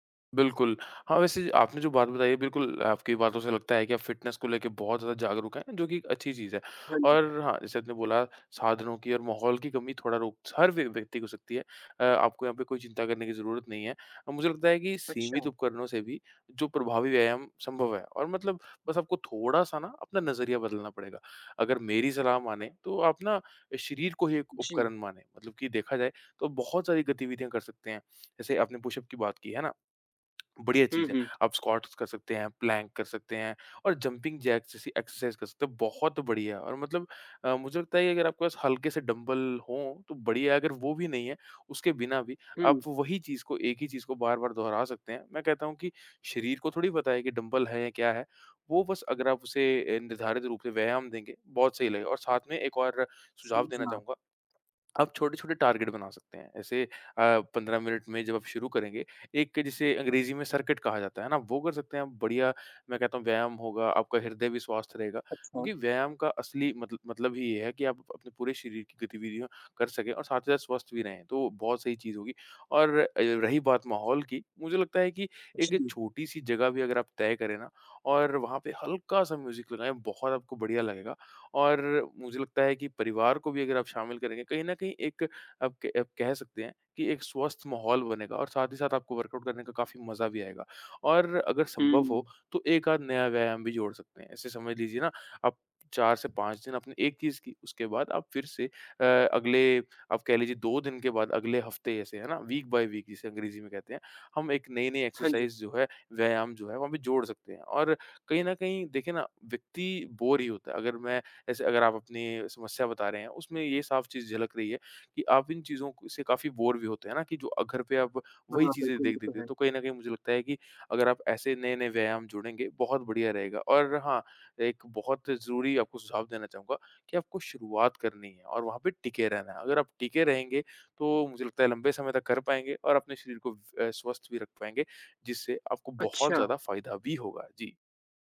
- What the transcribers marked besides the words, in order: in English: "फ़िटनेस"; tapping; in English: "पुशअप"; in English: "स्क्वाट्स"; in English: "प्लैंक"; in English: "जंपिंग जैक्स"; in English: "एक्सरसाइज़"; in English: "टार्गेट"; in English: "सर्किट"; in English: "म्यूज़िक"; in English: "वर्कआउट"; in English: "वीक बाई वीक"; in English: "एक्सरसाइज़"; in English: "बोर"; in English: "बोर"
- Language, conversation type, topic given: Hindi, advice, घर पर सीमित उपकरणों के साथ व्यायाम करना आपके लिए कितना चुनौतीपूर्ण है?